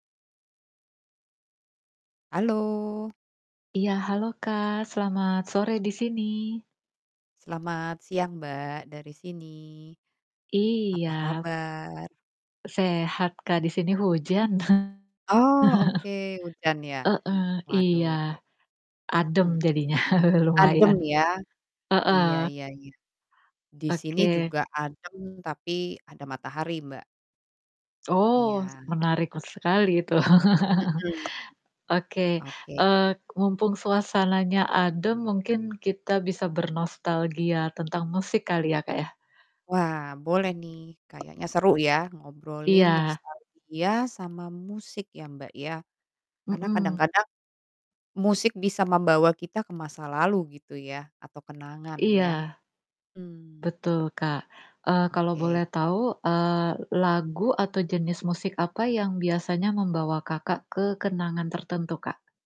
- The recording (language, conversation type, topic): Indonesian, unstructured, Bagaimana musik dapat membangkitkan kembali kenangan dan perasaan lama?
- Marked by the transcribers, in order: mechanical hum; laugh; distorted speech; laugh; laughing while speaking: "Lumayan"; laugh; tapping